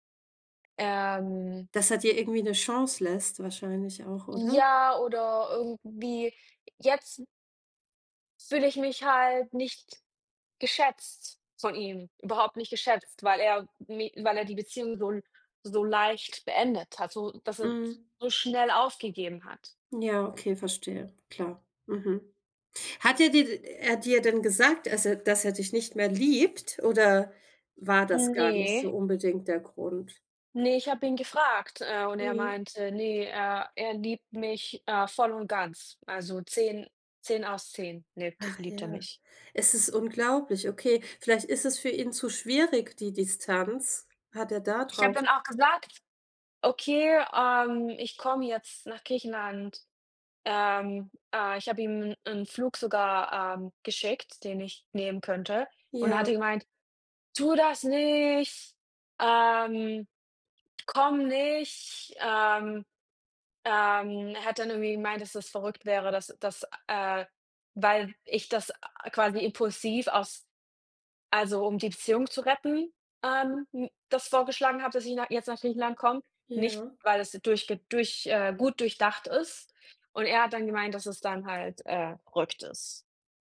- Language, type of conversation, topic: German, unstructured, Wie zeigst du deinem Partner, dass du ihn schätzt?
- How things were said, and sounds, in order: other background noise; put-on voice: "Tu das nicht, ähm, komm nicht"; other noise